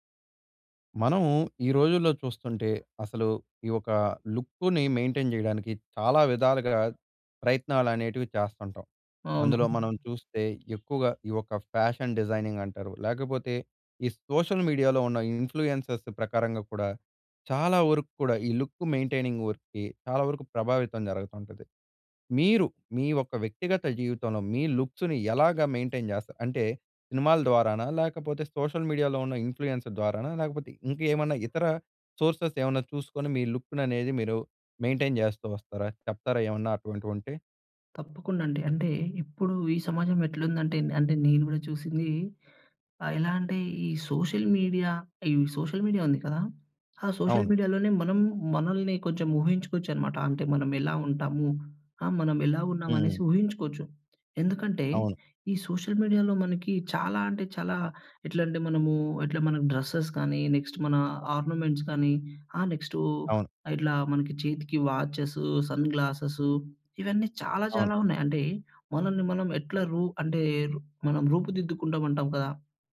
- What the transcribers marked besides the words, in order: in English: "మెయింటైన్"; in English: "ఫ్యాషన్ డిజైనింగ్"; other background noise; in English: "సోషల్ మీడియాలో"; in English: "ఇన్‌ఫ్లూయెన్సెస్"; in English: "లుక్ మెయింటైనింగ్ వర్క్‌కి"; in English: "లుక్స్‌ని"; in English: "మెయింటైన్"; in English: "సోషల్ మీడియాలో"; in English: "ఇన్‌ఫ్లూయెన్స్"; in English: "సోర్సెస్"; in English: "మెయింటైన్"; in English: "సోషల్ మీడియా"; in English: "సోషల్ మీడియా"; in English: "సోషల్ మీడియాలోనే"; tapping; in English: "సోషల్ మీడియాలో"; in English: "డ్రెస్సెస్"; in English: "నెక్స్ట్"; in English: "ఆర్నమెంట్స్"
- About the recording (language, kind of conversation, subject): Telugu, podcast, సోషల్ మీడియా మీ లుక్‌పై ఎంత ప్రభావం చూపింది?